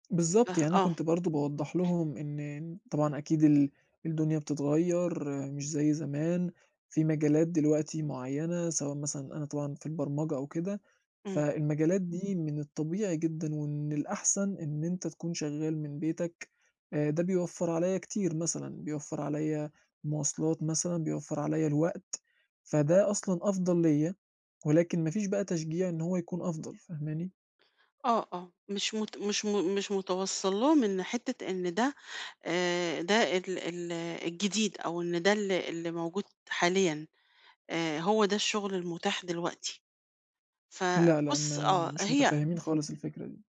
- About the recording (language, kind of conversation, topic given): Arabic, advice, ازاي أقدر أركز وأنا شغال من البيت؟
- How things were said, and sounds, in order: tapping